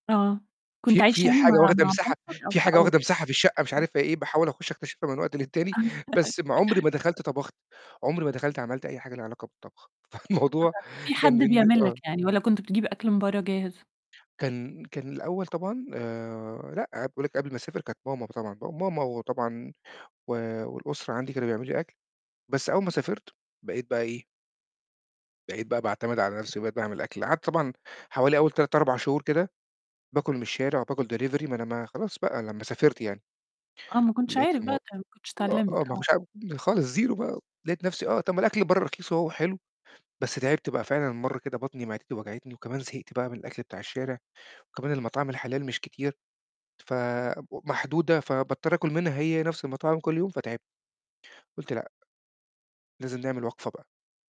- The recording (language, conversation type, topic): Arabic, podcast, إيه أكتر أكلة بتهون عليك لما تكون مضايق أو زعلان؟
- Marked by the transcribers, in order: distorted speech; tapping; other noise; laugh; laughing while speaking: "فالموضوع"; in English: "delivery"